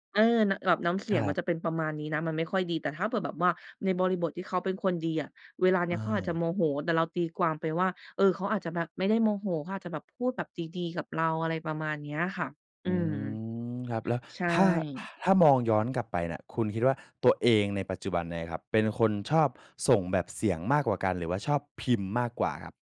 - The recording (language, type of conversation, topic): Thai, podcast, คุณเคยส่งข้อความเสียงแทนการพิมพ์ไหม และเพราะอะไร?
- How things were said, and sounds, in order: none